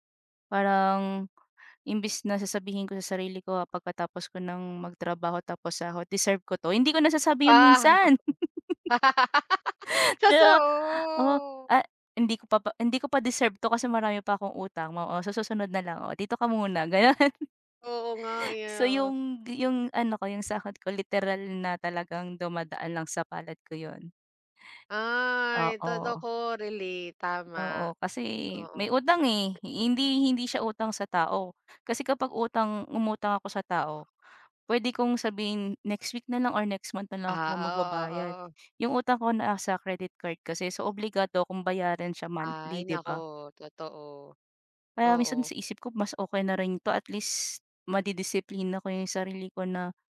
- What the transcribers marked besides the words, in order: laugh; drawn out: "Totoo"; chuckle; laughing while speaking: "gano'n"; tapping; "totoo" said as "totoko"
- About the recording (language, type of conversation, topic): Filipino, unstructured, Paano ka nagsisimulang mag-ipon ng pera, at ano ang pinakaepektibong paraan para magbadyet?